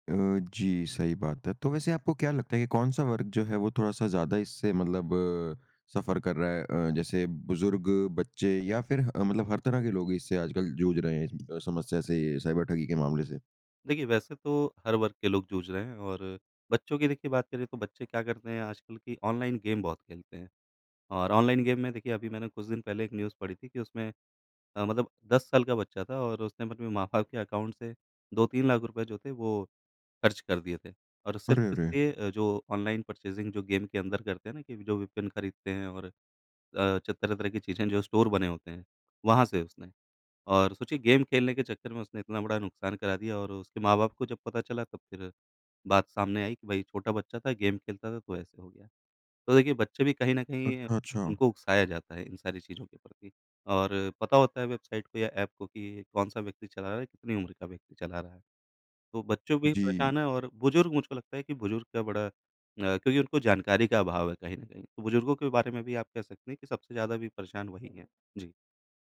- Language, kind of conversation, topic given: Hindi, podcast, ऑनलाइन भुगतान करते समय आप कौन-कौन सी सावधानियाँ बरतते हैं?
- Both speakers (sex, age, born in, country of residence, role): male, 35-39, India, India, guest; male, 55-59, India, India, host
- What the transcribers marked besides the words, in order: in English: "साइबर"; in English: "ऑनलाइन गेम"; in English: "ऑनलाइन गेम"; in English: "न्यूज़"; in English: "अकाउंट"; in English: "परचेज़िंग"; in English: "गेम"; in English: "वेपन"; in English: "स्टोर"; in English: "गेम"; in English: "गेम"